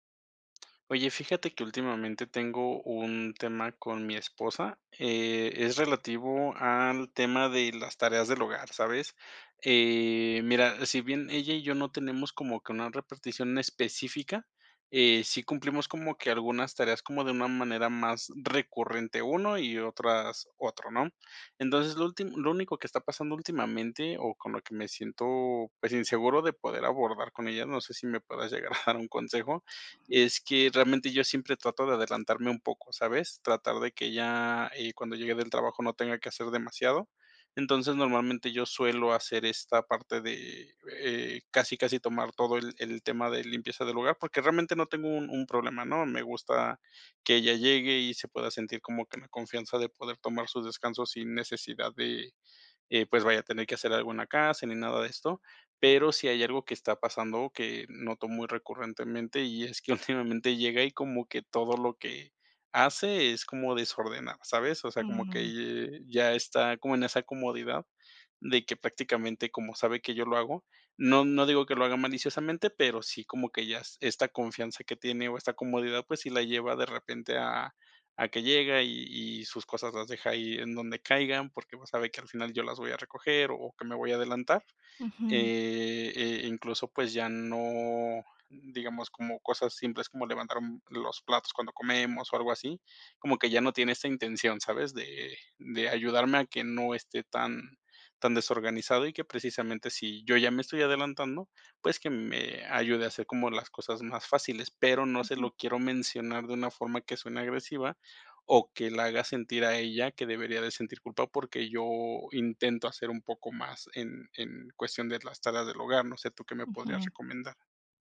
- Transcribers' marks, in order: chuckle; giggle
- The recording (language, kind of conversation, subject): Spanish, advice, ¿Cómo podemos ponernos de acuerdo sobre el reparto de las tareas del hogar si tenemos expectativas distintas?